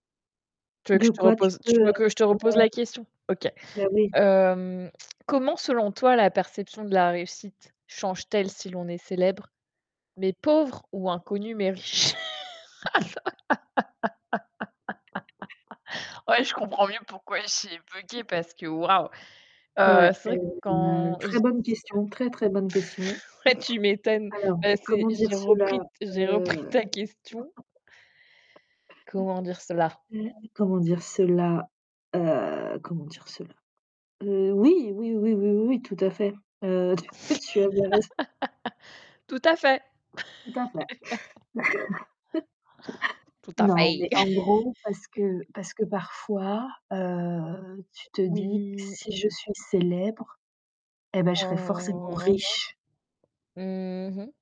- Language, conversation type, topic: French, unstructured, Préféreriez-vous être célèbre mais pauvre, ou inconnu mais riche ?
- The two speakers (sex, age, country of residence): female, 25-29, France; female, 35-39, France
- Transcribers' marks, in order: static; unintelligible speech; tsk; chuckle; tapping; laugh; other background noise; distorted speech; unintelligible speech; chuckle; chuckle; chuckle; laugh; laugh; put-on voice: "Tout à fait"; chuckle; drawn out: "Oui"; drawn out: "Mmh"